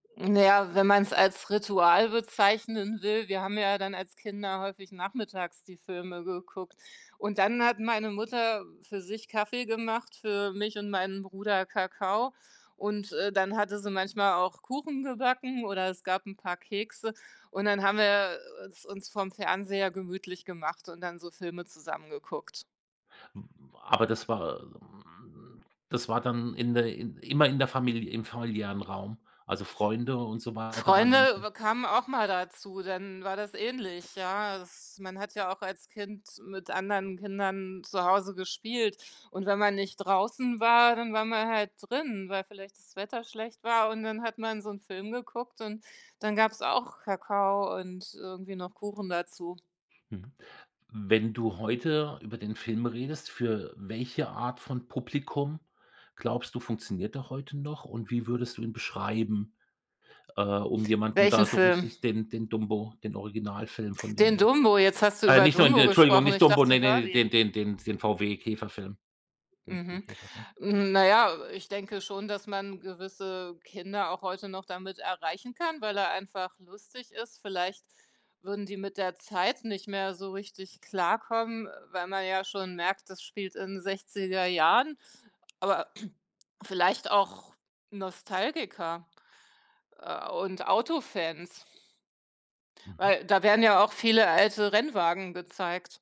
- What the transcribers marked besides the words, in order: drawn out: "hm"; other background noise; unintelligible speech; throat clearing
- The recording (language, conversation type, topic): German, podcast, Welcher Film hat dich als Kind am meisten gefesselt?